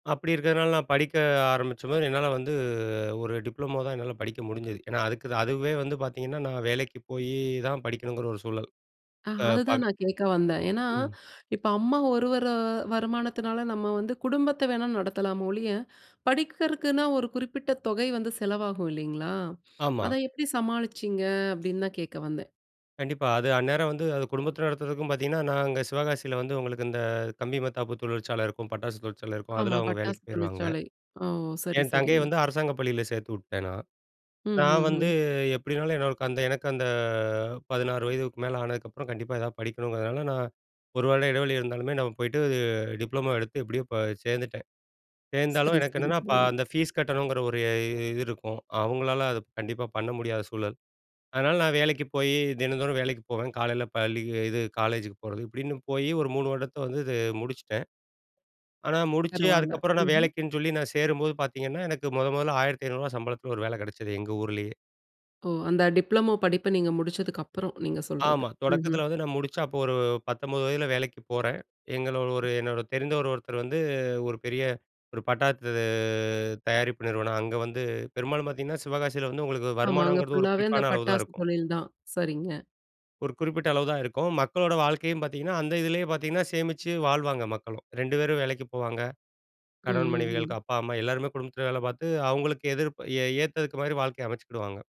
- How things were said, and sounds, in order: drawn out: "போயி"; in English: "ஃபீஸ்"; drawn out: "பட்டாசு"
- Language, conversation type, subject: Tamil, podcast, குடும்பத்தின் எதிர்பார்ப்புகள் உங்கள் வாழ்க்கையை எவ்வாறு பாதித்தன?